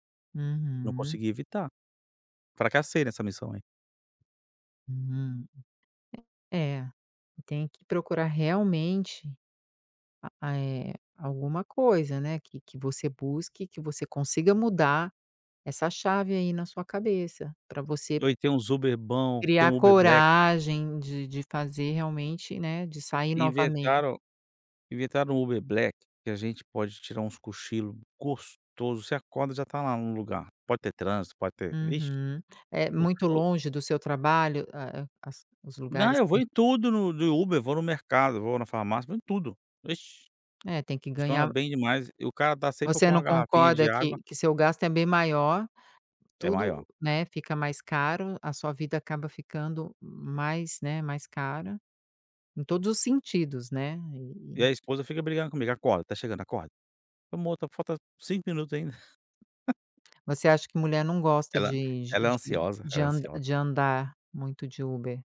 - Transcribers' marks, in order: tapping; in English: "Black"; in English: "Black"; chuckle
- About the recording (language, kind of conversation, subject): Portuguese, advice, Como você se sentiu ao perder a confiança após um erro ou fracasso significativo?